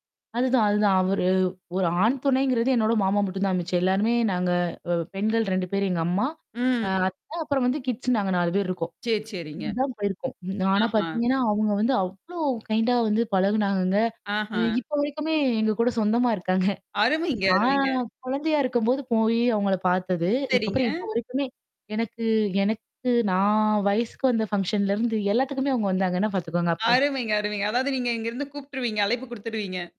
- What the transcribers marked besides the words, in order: in English: "கிட்ஸு"; mechanical hum; distorted speech; in English: "கைண்டா"; chuckle; in English: "ஃபங்ஷன்லருந்து"; chuckle
- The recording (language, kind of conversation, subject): Tamil, podcast, ஒரு இடத்தின் உணவு, மக்கள், கலாச்சாரம் ஆகியவை உங்களை எப்படி ஈர்த்தன?